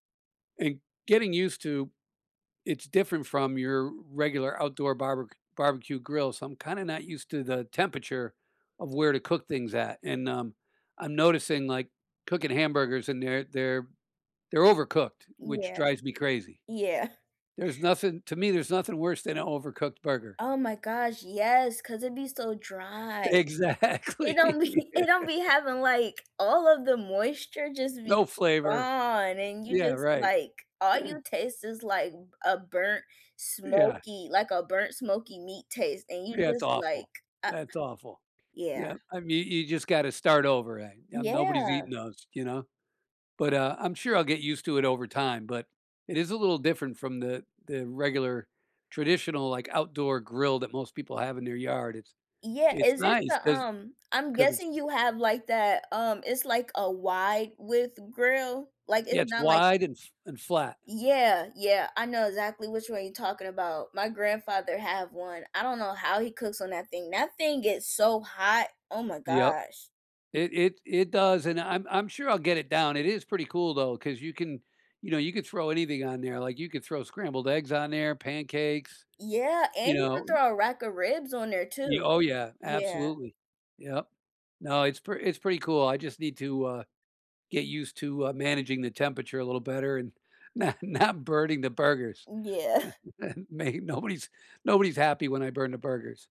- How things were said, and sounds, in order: laughing while speaking: "Exactly"; laughing while speaking: "be"; laughing while speaking: "not not"; chuckle; laughing while speaking: "May nobody's"
- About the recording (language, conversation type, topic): English, unstructured, What is a cooking mistake you have learned from?
- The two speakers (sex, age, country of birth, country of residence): female, 20-24, United States, United States; male, 65-69, United States, United States